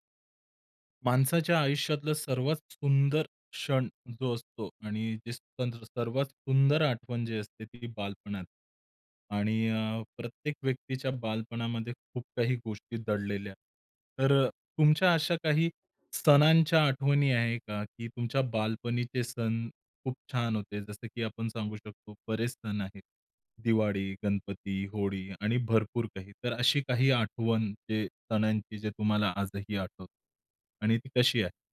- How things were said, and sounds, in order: none
- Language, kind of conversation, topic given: Marathi, podcast, बालपणीचा एखादा सण साजरा करताना तुम्हाला सर्वात जास्त कोणती आठवण आठवते?